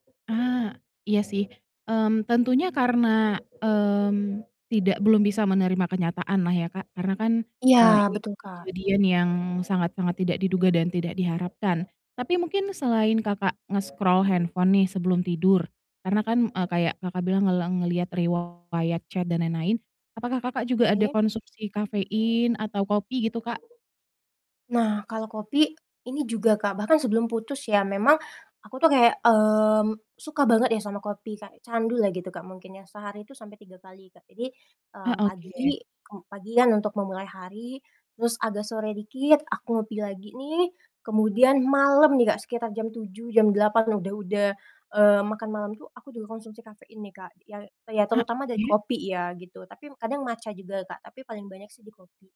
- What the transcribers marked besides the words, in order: background speech; distorted speech; in English: "nge-scroll"; in English: "chat"; tapping
- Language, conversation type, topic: Indonesian, advice, Apa yang membuat Anda sulit tidur setelah mengalami stres atau putus cinta?